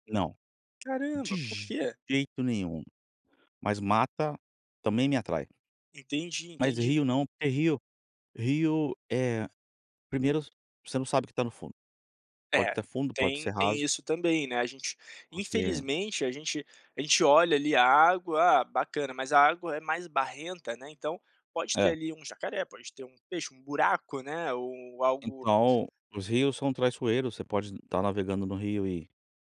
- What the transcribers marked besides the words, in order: none
- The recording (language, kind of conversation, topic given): Portuguese, podcast, Você prefere o mar, o rio ou a mata, e por quê?